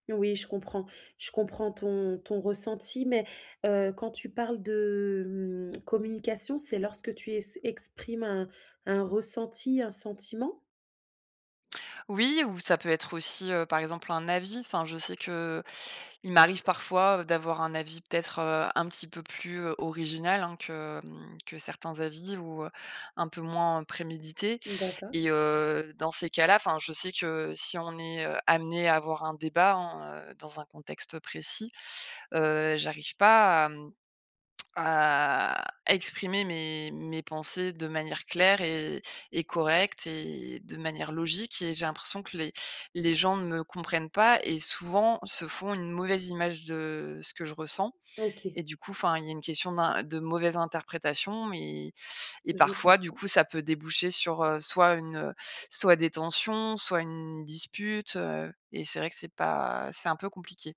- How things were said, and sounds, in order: drawn out: "à"
- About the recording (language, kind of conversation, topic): French, advice, Comment décrire mon manque de communication et mon sentiment d’incompréhension ?
- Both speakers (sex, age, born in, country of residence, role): female, 30-34, France, France, advisor; female, 35-39, France, France, user